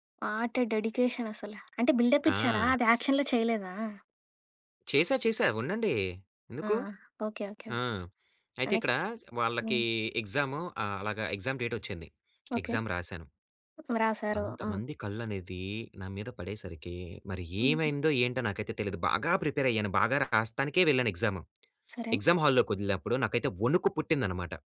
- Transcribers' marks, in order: tapping; in English: "వాటే"; in English: "బిల్డప్"; in English: "యాక్షన్‌లో"; other background noise; in English: "నెక్స్ట్"; in English: "ఎగ్జామ్"; in English: "ఎగ్జామ్"; in English: "ఎగ్జామ్. ఎగ్జామ్ హాల్లోకి"
- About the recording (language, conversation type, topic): Telugu, podcast, ఒక విఫల ప్రయత్నం వల్ల మీరు నేర్చుకున్న అత్యంత కీలకమైన పాఠం ఏమిటి?